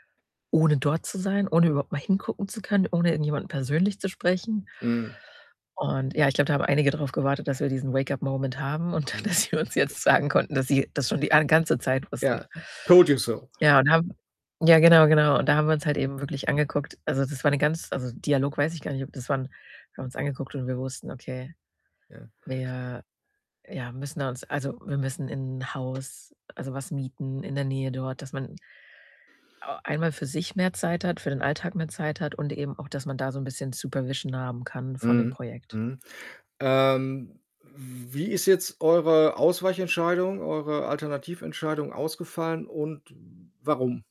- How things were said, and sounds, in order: other background noise; in English: "Wake-up Moment"; laughing while speaking: "dann, dass"; in English: "Told you so"; in English: "Supervision"
- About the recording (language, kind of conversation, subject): German, advice, Wie kann ich bei einer großen Entscheidung verschiedene mögliche Lebenswege visualisieren?